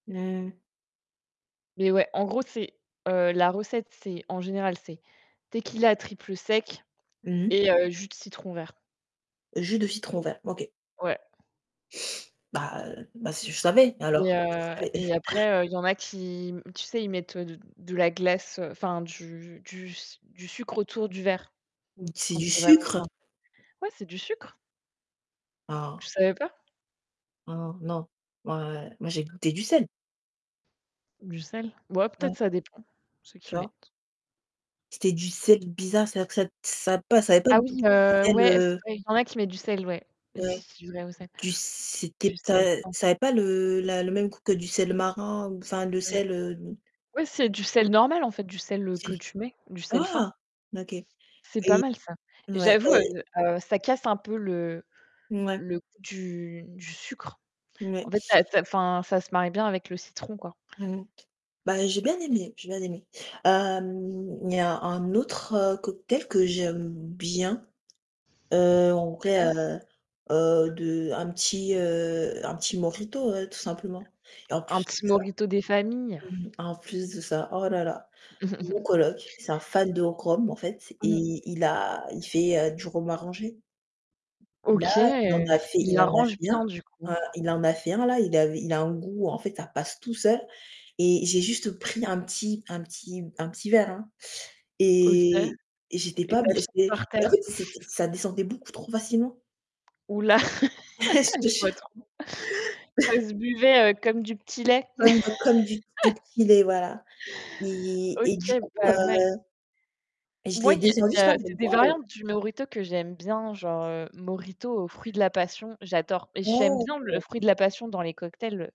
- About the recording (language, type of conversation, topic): French, unstructured, Quelle est ta façon préférée de partager un repas entre amis ?
- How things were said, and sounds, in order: static; distorted speech; chuckle; mechanical hum; unintelligible speech; unintelligible speech; tapping; other background noise; chuckle; chuckle; laugh; chuckle; laughing while speaking: "Je te jure"; chuckle; laugh; unintelligible speech